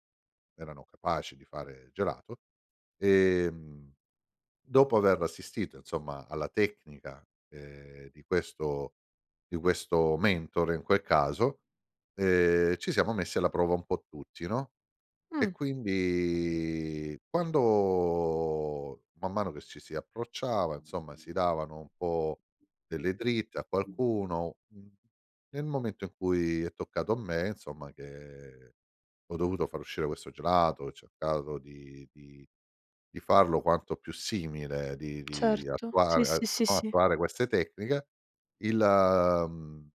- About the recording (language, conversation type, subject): Italian, podcast, Come fai a superare la paura di sentirti un po’ arrugginito all’inizio?
- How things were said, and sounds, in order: drawn out: "quindi"; other background noise; tapping; unintelligible speech